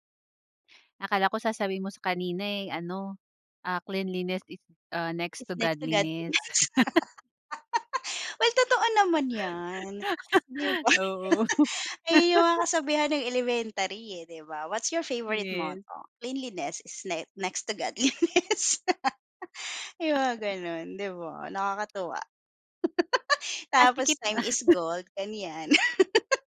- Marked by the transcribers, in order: in English: "Cleanliness is Next to Godliness"; tapping; in English: "Is next to God"; laugh; laugh; laughing while speaking: "ba"; laugh; in English: "Cleanliness is ne Next to Godliness"; laugh; in English: "Time is gold"; chuckle; laugh
- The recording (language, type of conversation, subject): Filipino, podcast, Paano mo inaayos ang maliit na espasyo para maging komportable ka?
- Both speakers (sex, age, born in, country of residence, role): female, 30-34, Philippines, Philippines, host; female, 40-44, Philippines, Philippines, guest